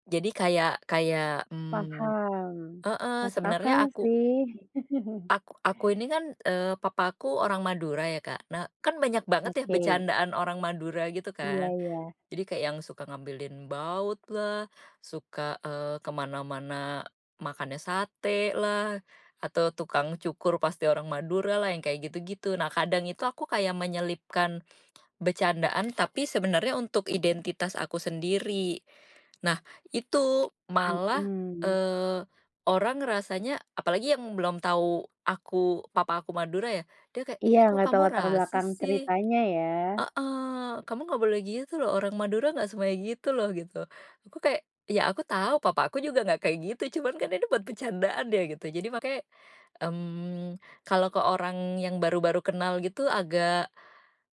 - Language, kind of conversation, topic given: Indonesian, podcast, Bagaimana kamu menggunakan humor dalam percakapan?
- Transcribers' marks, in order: background speech; chuckle; other background noise